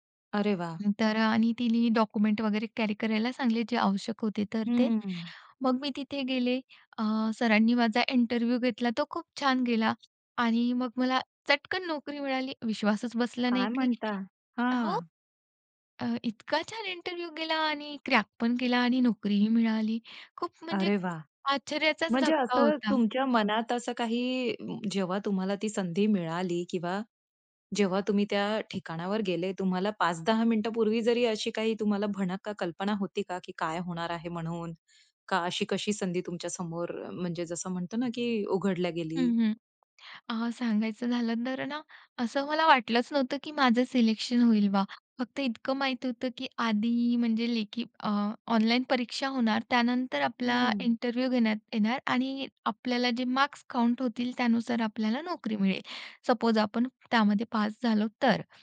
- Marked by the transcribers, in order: in English: "डॉक्युमेंट"; in English: "कॅरी"; in English: "इंटरव्ह्यू"; other background noise; tapping; in English: "इंटरव्ह्यू"; in English: "इंटरव्ह्यू"; in English: "सपोज"
- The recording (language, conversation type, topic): Marathi, podcast, अचानक मिळालेल्या संधीने तुमचं करिअर कसं बदललं?